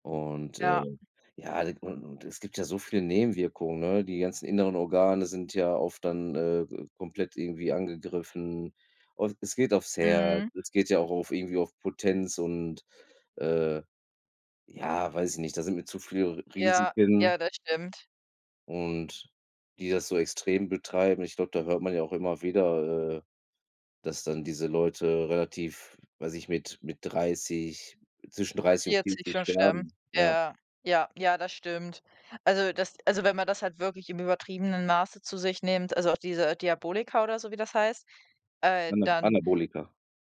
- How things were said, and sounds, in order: none
- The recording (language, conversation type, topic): German, unstructured, Wie siehst du den Einfluss von Doping auf den Sport?